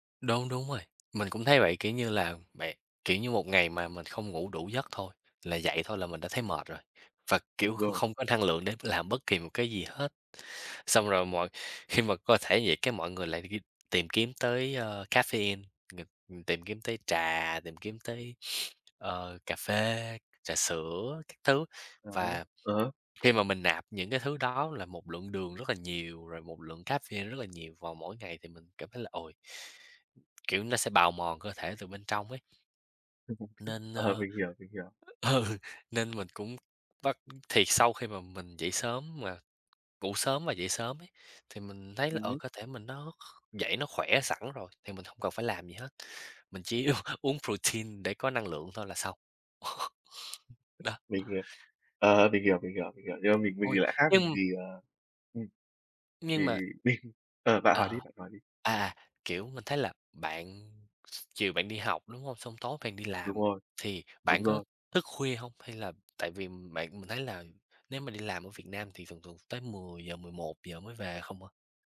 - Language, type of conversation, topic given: Vietnamese, unstructured, Bạn nghĩ làm thế nào để giảm căng thẳng trong cuộc sống hằng ngày?
- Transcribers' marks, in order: tapping; other background noise; laughing while speaking: "ừ"; laughing while speaking: "u uống"; in English: "protein"; chuckle; other noise